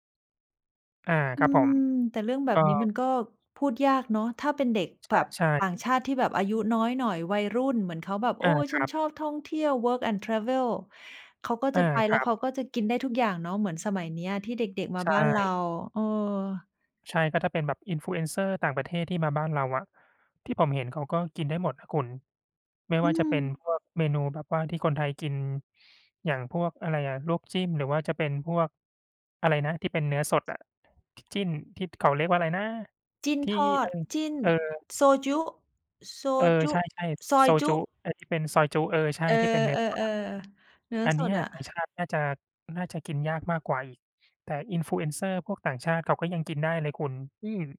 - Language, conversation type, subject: Thai, unstructured, ทำไมบางครั้งวัฒนธรรมจึงถูกนำมาใช้เพื่อแบ่งแยกผู้คน?
- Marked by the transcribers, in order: other background noise